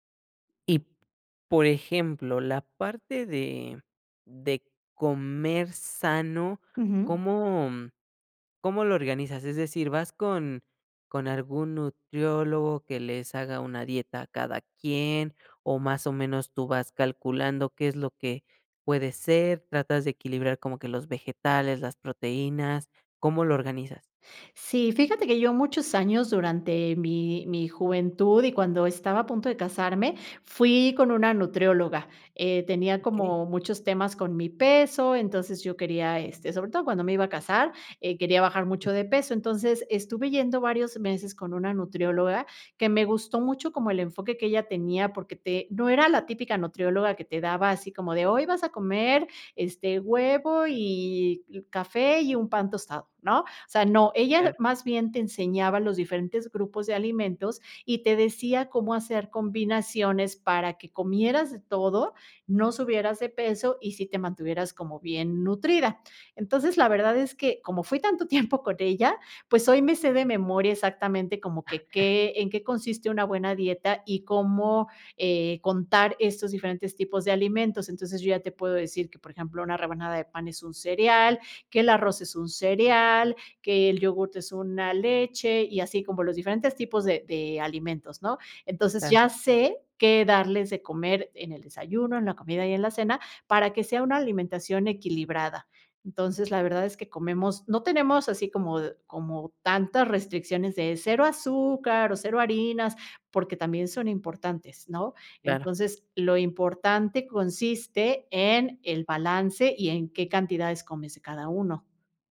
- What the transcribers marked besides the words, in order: laughing while speaking: "tiempo"; chuckle
- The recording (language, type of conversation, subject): Spanish, podcast, ¿Cómo te organizas para comer más sano sin complicarte?